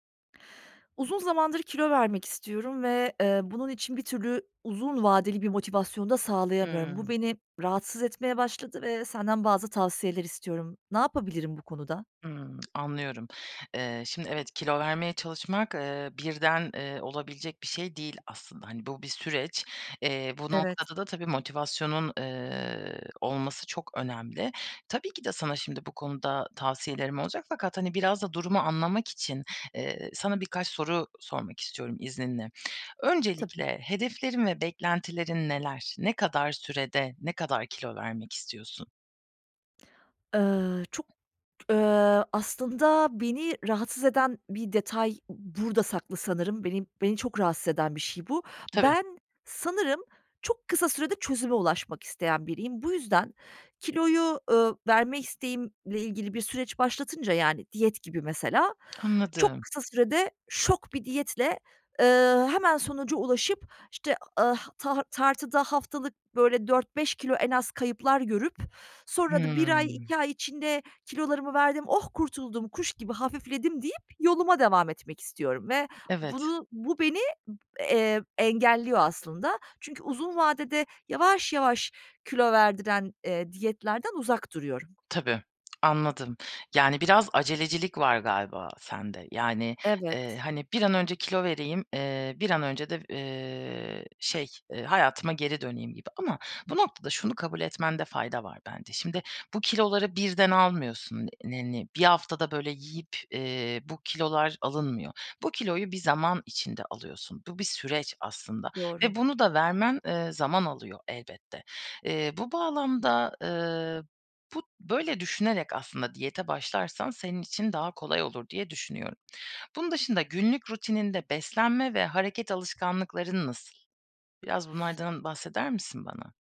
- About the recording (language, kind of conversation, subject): Turkish, advice, Kilo vermeye çalışırken neden sürekli motivasyon kaybı yaşıyorum?
- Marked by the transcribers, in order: other background noise; tapping; unintelligible speech